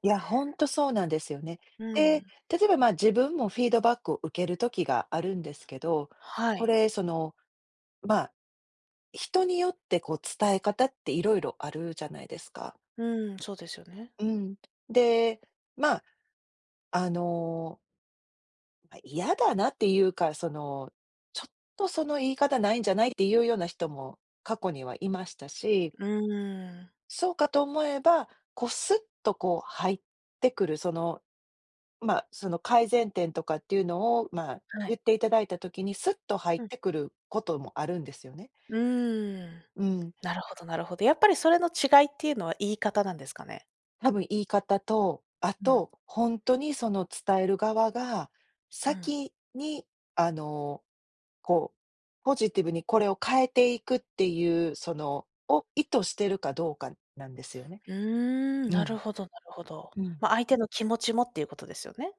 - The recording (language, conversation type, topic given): Japanese, podcast, フィードバックはどのように伝えるのがよいですか？
- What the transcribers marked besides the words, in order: other noise